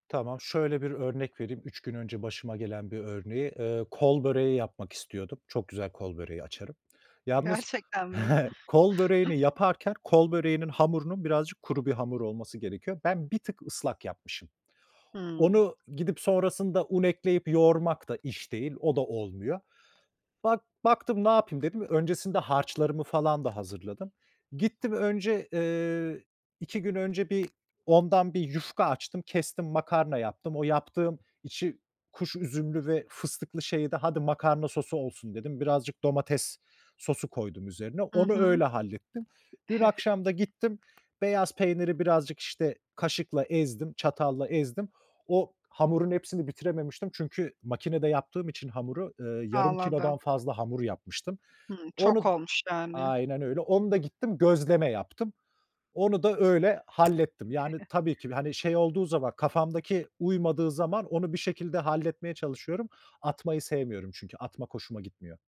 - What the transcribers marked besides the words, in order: laughing while speaking: "Gerçekten mi?"; chuckle; tapping; chuckle; other background noise; chuckle; chuckle
- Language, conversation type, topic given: Turkish, podcast, Artan yemekleri yaratıcı şekilde değerlendirmek için hangi taktikleri kullanıyorsun?
- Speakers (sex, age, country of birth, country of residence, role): female, 30-34, Turkey, Spain, host; male, 35-39, Germany, Ireland, guest